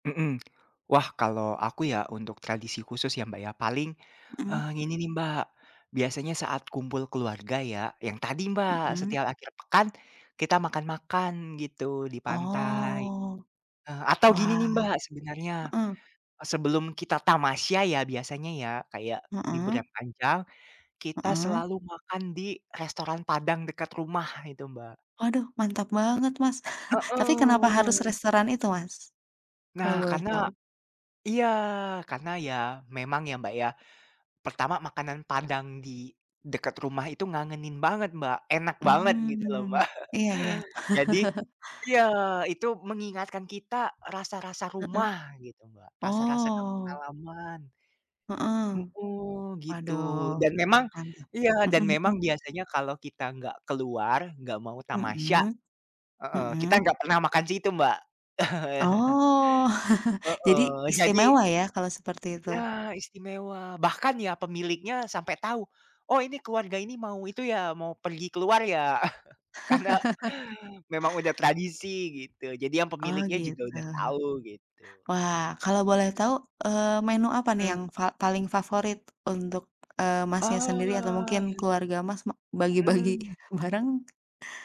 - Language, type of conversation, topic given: Indonesian, unstructured, Apa kegiatan favoritmu saat bersama keluarga?
- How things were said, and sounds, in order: drawn out: "Oh"; other background noise; chuckle; laughing while speaking: "Mbak"; chuckle; drawn out: "Oh"; chuckle; laugh; chuckle; drawn out: "Oh"; laughing while speaking: "bagi bareng?"